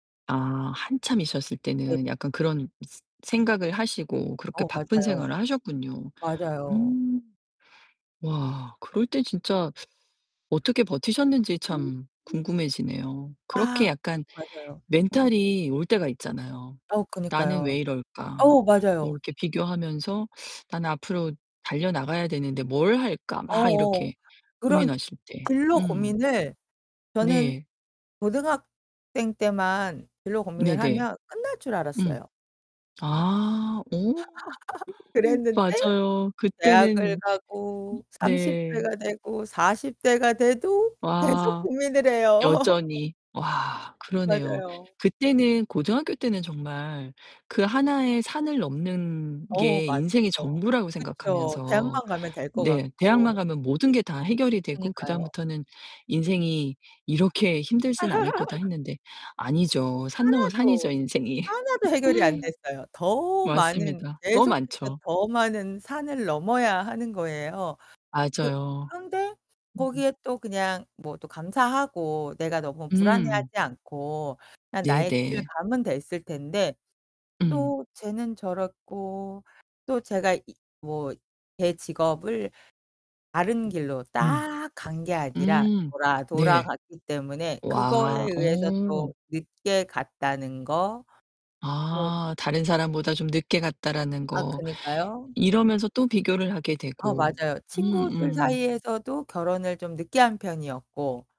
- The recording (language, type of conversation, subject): Korean, podcast, 남과 비교할 때 스스로를 어떻게 다독이시나요?
- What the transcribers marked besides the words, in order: distorted speech; other background noise; teeth sucking; laugh; laugh; static; laugh; laugh